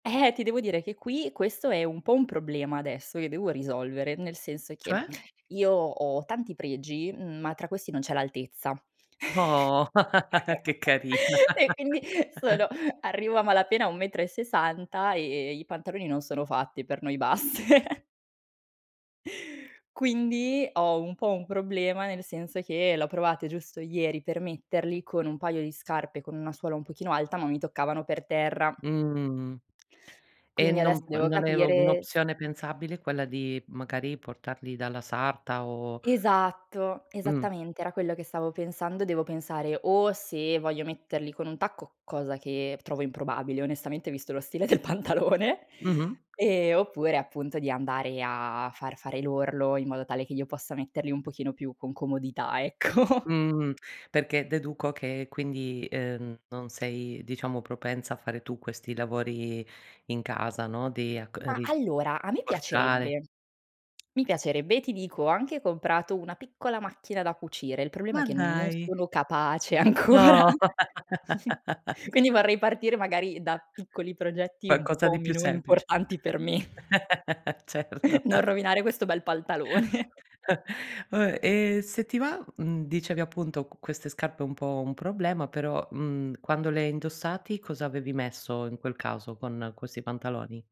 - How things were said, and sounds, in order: laugh; chuckle; laughing while speaking: "E quindi"; laughing while speaking: "carina"; laugh; laughing while speaking: "basse"; laughing while speaking: "del pantalone"; tapping; laughing while speaking: "ecco"; lip smack; laughing while speaking: "ancora"; chuckle; laugh; laughing while speaking: "me"; laugh; laughing while speaking: "Certo"; laugh; laughing while speaking: "paltalone"; "pantalone" said as "paltalone"; chuckle
- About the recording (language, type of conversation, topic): Italian, podcast, Come definiresti il tuo stile personale in poche parole?